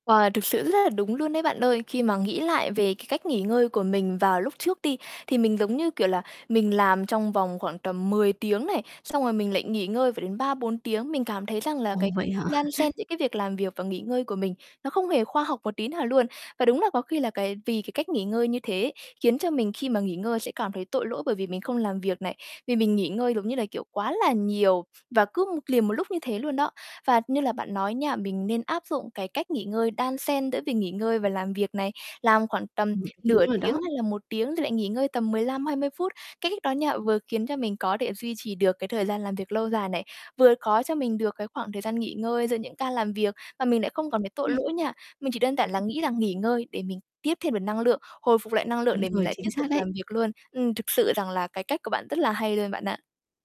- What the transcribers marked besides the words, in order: distorted speech; tapping; laughing while speaking: "hả?"; other background noise; other noise
- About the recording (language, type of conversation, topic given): Vietnamese, advice, Làm sao để ưu tiên nghỉ ngơi mà không cảm thấy tội lỗi?